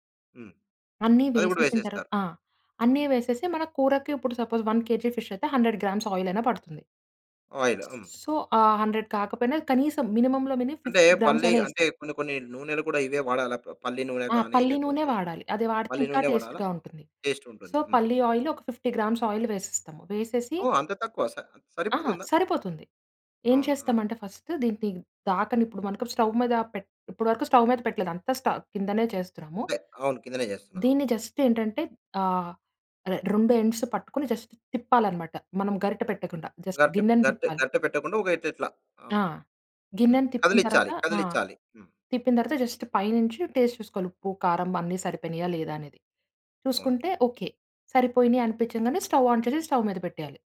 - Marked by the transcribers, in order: in English: "సపోజ్ వన్ కేజీ ఫిష్"; in English: "హండ్రెడ్ గ్రామ్స్ ఆయిల్"; other background noise; in English: "సో"; in English: "ఆయిల్"; in English: "హండ్రెడ్"; in English: "మినిమమ్‌లో మినిమం ఫిఫ్టీ గ్రామ్స్"; in English: "టేస్ట్‌గా"; in English: "టేస్ట్"; in English: "సో"; in English: "ఆయిల్"; in English: "ఫిఫ్టీ గ్రామ్స్ ఆయిల్"; in English: "ఫస్ట్"; in English: "స్టవ్"; in English: "స్టవ్"; in English: "జస్ట్"; in English: "ఎండ్స్"; in English: "జస్ట్"; in English: "జస్ట్"; in English: "జస్ట్"; in English: "టేస్ట్"; in English: "స్టవ్ ఆన్"; in English: "స్టవ్"
- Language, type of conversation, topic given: Telugu, podcast, మీ కుటుంబంలో తరతరాలుగా కొనసాగుతున్న ఒక సంప్రదాయ వంటకం గురించి చెప్పగలరా?